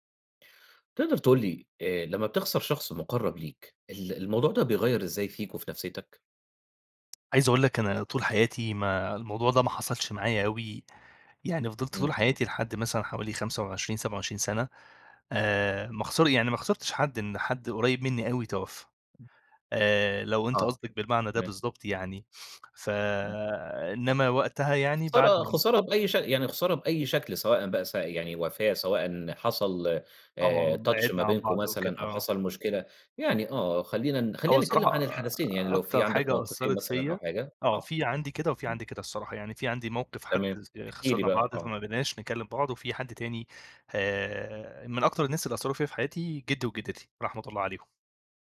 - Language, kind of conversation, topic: Arabic, podcast, إزاي فقدان حد قريب منك بيغيّرك؟
- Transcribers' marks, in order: tapping; in English: "touch"